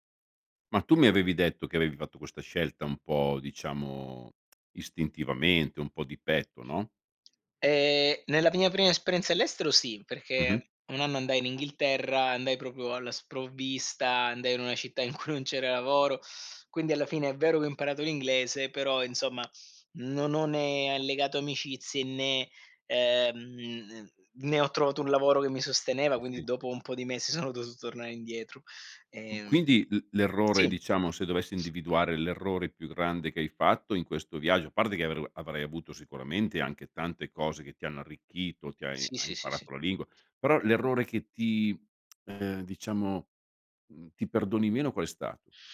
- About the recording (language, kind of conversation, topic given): Italian, podcast, Che consigli daresti a chi vuole cominciare oggi?
- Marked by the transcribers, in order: tapping; other background noise